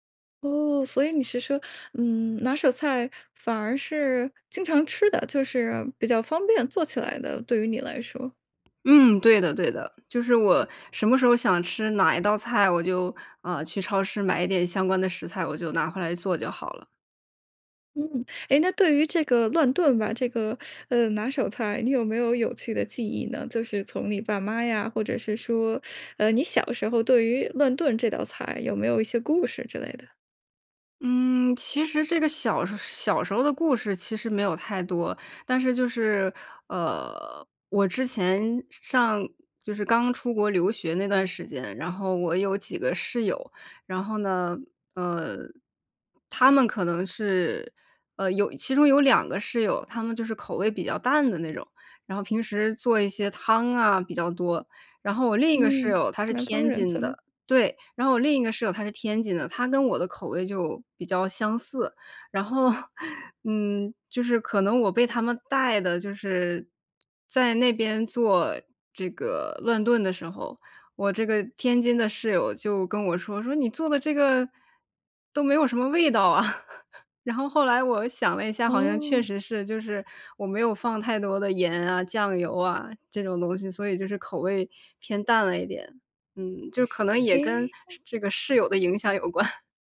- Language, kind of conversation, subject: Chinese, podcast, 你能讲讲你最拿手的菜是什么，以及你是怎么做的吗？
- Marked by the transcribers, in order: other background noise; laughing while speaking: "味道啊"; laughing while speaking: "有关"